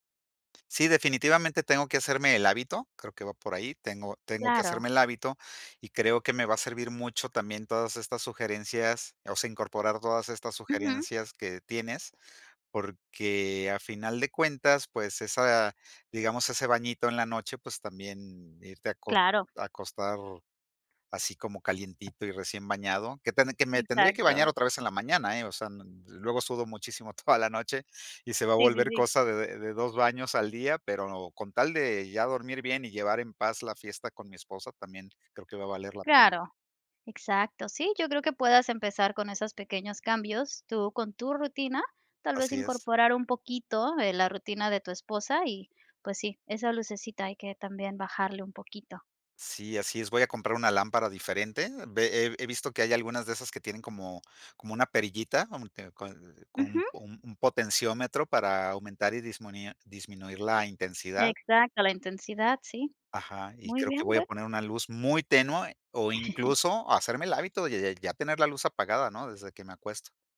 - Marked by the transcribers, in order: other background noise; laughing while speaking: "toda"; "dismunir" said as "dismonia"; "tenue" said as "tenua"; chuckle
- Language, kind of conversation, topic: Spanish, advice, ¿Cómo puedo lograr el hábito de dormir a una hora fija?